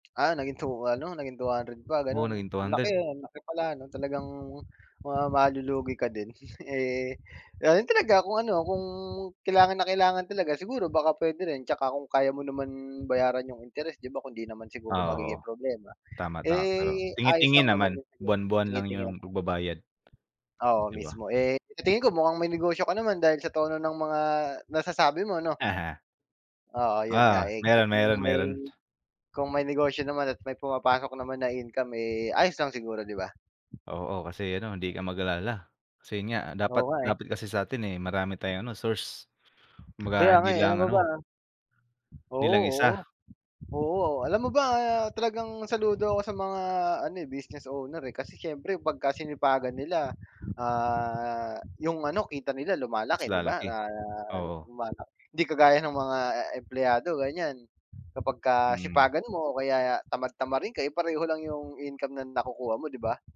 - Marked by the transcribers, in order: fan; tapping
- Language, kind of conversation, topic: Filipino, unstructured, Ano ang palagay mo sa pag-utang bilang solusyon sa problema?